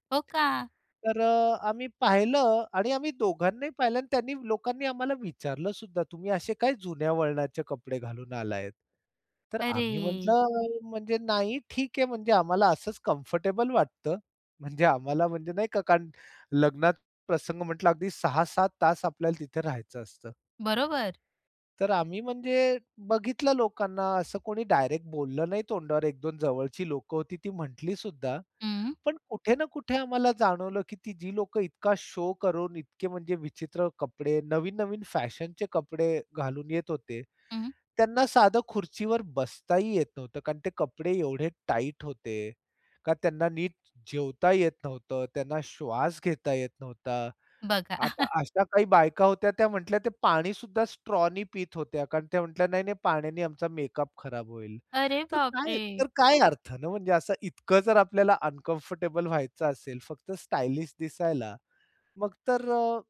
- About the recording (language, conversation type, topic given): Marathi, podcast, तू तुझ्या दैनंदिन शैलीतून स्वतःला कसा व्यक्त करतोस?
- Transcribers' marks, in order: in English: "कम्फर्टेबल"; other background noise; in English: "शो"; chuckle; in English: "स्ट्रॉनी"; surprised: "अरे बापरे!"; in English: "अनकम्फर्टेबल"